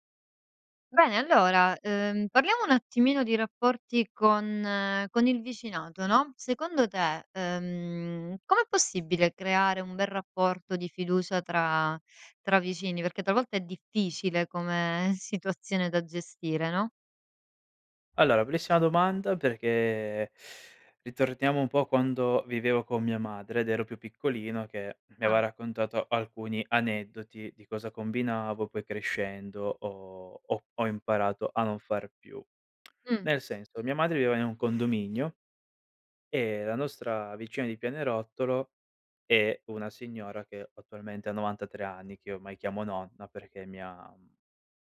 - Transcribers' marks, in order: "bellissima" said as "blissima"; "aveva" said as "ava"; "viveva" said as "vivea"; other background noise
- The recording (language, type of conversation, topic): Italian, podcast, Come si crea fiducia tra vicini, secondo te?